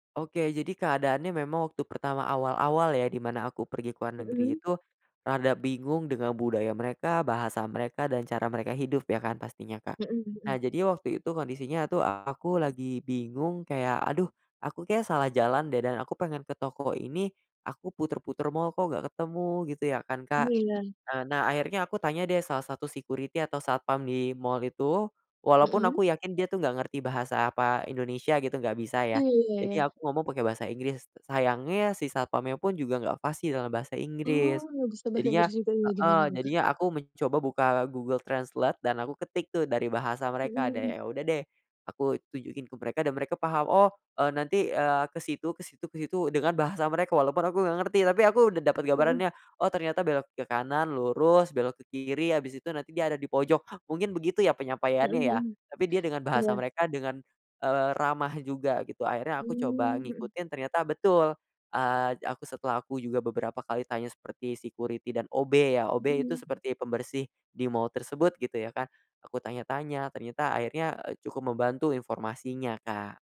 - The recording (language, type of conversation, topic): Indonesian, podcast, Bagaimana cara kamu mengatasi rasa kesepian saat bepergian sendirian?
- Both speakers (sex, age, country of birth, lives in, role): female, 30-34, Indonesia, Indonesia, host; male, 20-24, Indonesia, Indonesia, guest
- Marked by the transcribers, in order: tapping